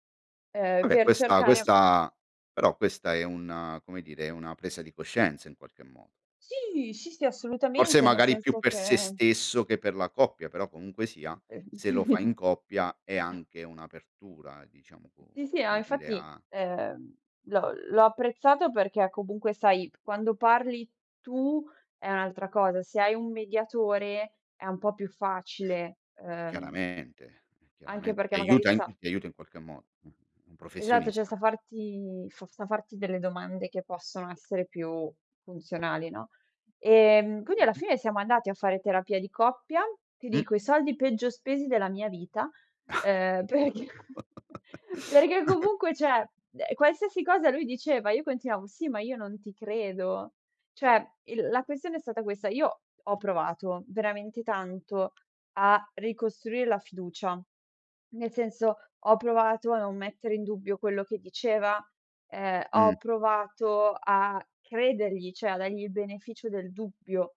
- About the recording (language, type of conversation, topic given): Italian, podcast, Come si può ricostruire la fiducia dopo un tradimento in famiglia?
- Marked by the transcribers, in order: other background noise; tapping; background speech; laughing while speaking: "Sì"; chuckle; chuckle; laughing while speaking: "perché"